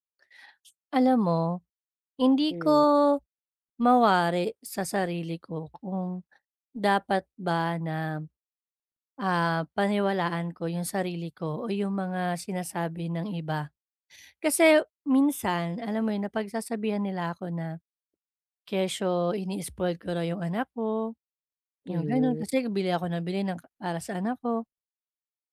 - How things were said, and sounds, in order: other background noise; tapping
- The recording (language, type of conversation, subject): Filipino, advice, Paano ko malalaman kung mas dapat akong magtiwala sa sarili ko o sumunod sa payo ng iba?